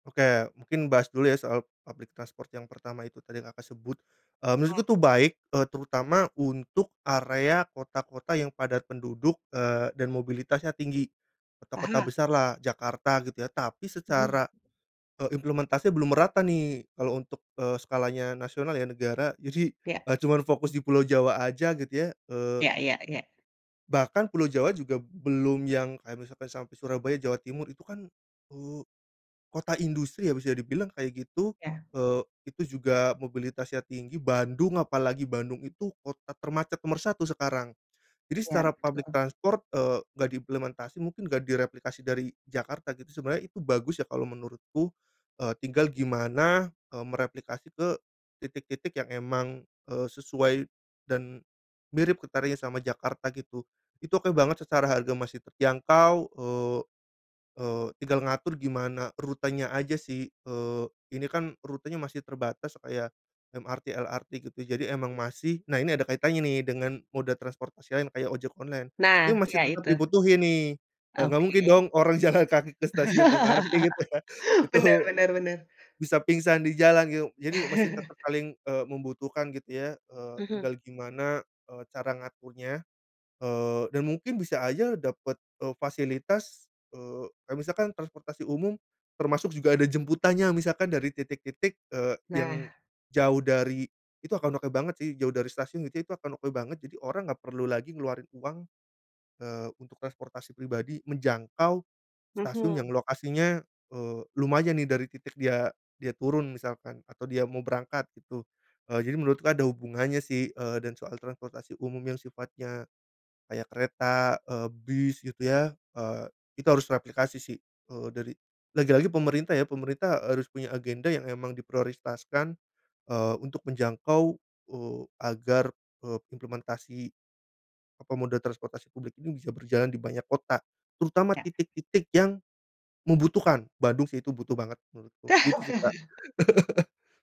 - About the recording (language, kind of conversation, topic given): Indonesian, podcast, Bagaimana menurut kamu masa depan transportasi—mobil pribadi, ojek, dan transportasi umum—dalam 10–20 tahun ke depan?
- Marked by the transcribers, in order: in English: "public transport"; in English: "public transport"; laughing while speaking: "jalan"; laugh; chuckle; laughing while speaking: "Itu"; "gitu" said as "giu"; chuckle; chuckle; tapping; chuckle